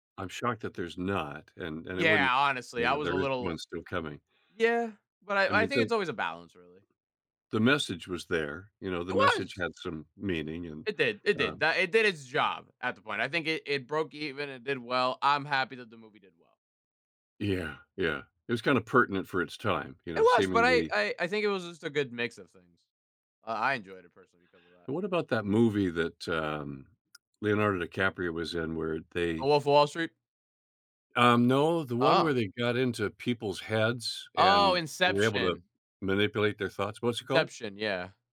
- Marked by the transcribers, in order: stressed: "was"
- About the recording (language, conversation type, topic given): English, unstructured, How should I weigh visual effects versus storytelling and acting?